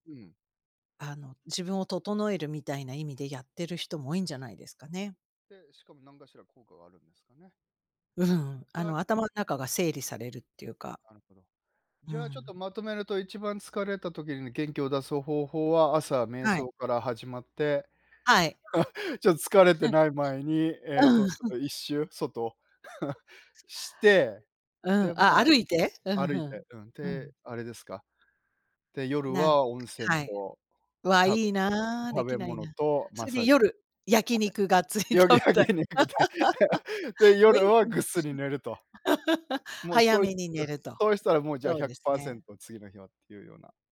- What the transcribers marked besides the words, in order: laughing while speaking: "ちょっと疲れてない前に"; laugh; chuckle; laughing while speaking: "夜焼肉って。で、夜はぐっすり寝ると"; laughing while speaking: "がっつり食べたり"; laugh
- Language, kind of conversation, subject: Japanese, unstructured, 疲れたときに元気を出すにはどうしたらいいですか？